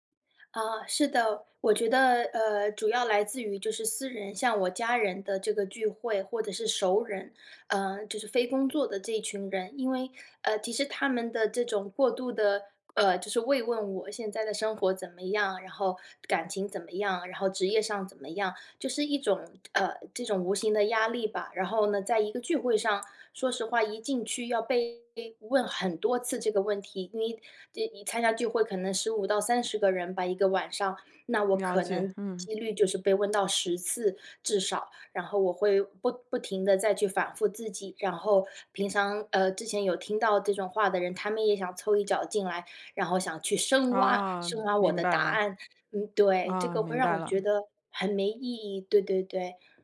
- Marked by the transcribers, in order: other background noise; tapping
- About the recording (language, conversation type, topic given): Chinese, advice, 我該如何在社交和獨處之間找到平衡？